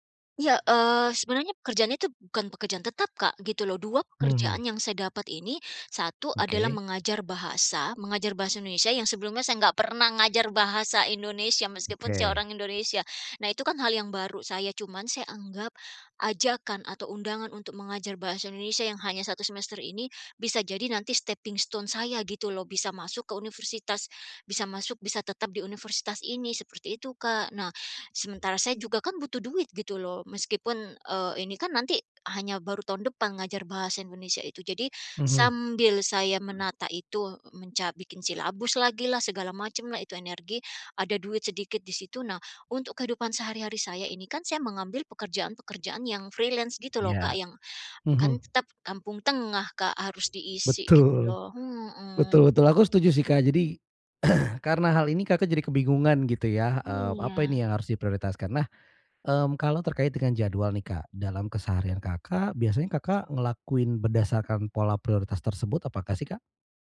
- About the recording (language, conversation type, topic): Indonesian, advice, Bagaimana cara menetapkan tujuan kreatif yang realistis dan terukur?
- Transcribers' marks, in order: in English: "stepping stone"; other background noise; in English: "freelance"; laughing while speaking: "Betul"; throat clearing